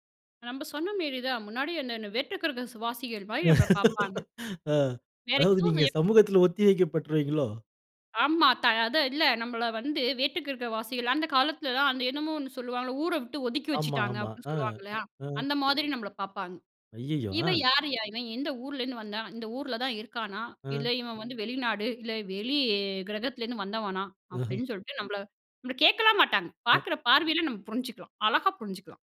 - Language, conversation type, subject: Tamil, podcast, போக்குகள் வேகமாக மாறும்போது நீங்கள் எப்படிச் செயல்படுகிறீர்கள்?
- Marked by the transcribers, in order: laugh; other noise